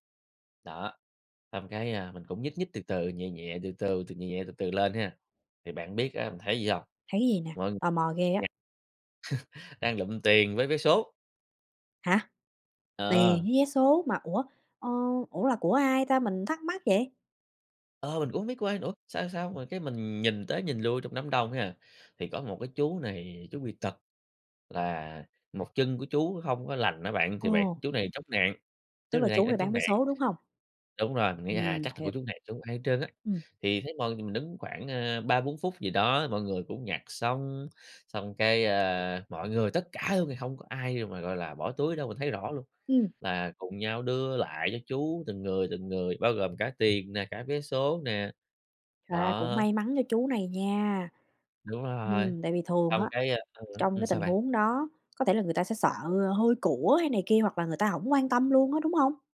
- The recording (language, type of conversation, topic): Vietnamese, podcast, Bạn có thể kể một kỷ niệm khiến bạn tự hào về văn hoá của mình không nhỉ?
- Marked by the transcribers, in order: unintelligible speech; chuckle; tapping; other background noise